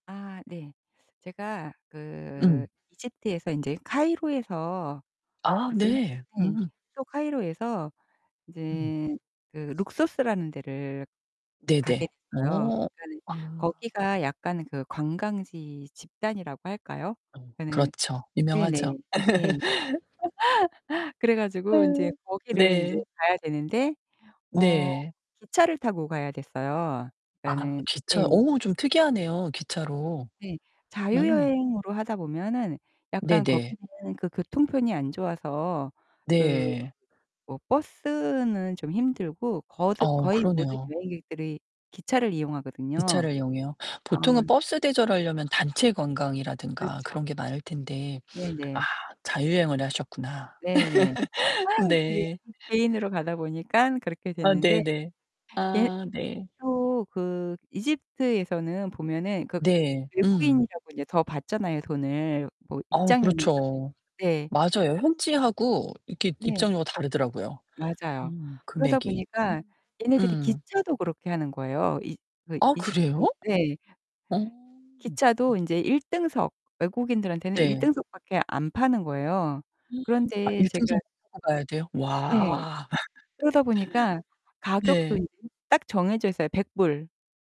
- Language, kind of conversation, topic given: Korean, podcast, 여행 중에 누군가에게 도움을 받거나 도움을 준 적이 있으신가요?
- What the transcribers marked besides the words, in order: distorted speech; other background noise; laugh; laugh; other noise; laugh